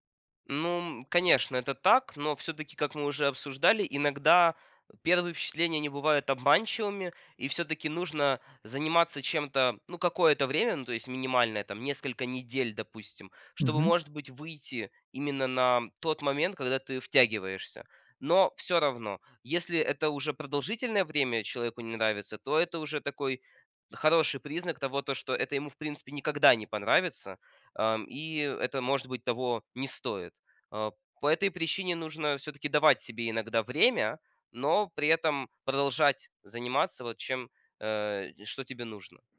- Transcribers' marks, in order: tapping
- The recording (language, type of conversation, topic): Russian, podcast, Как научиться учиться тому, что совсем не хочется?